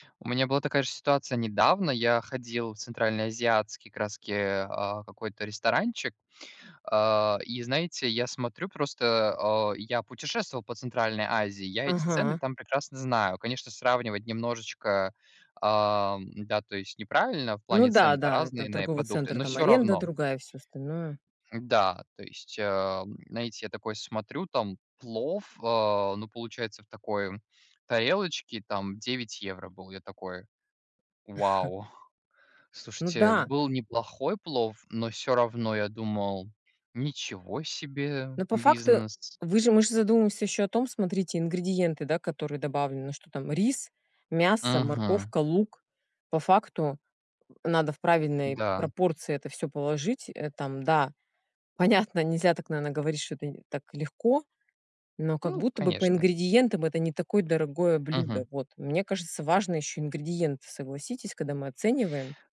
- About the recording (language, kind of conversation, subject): Russian, unstructured, Зачем некоторые кафе завышают цены на простые блюда?
- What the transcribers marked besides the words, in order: stressed: "недавно"; chuckle; tapping; laughing while speaking: "Понятно"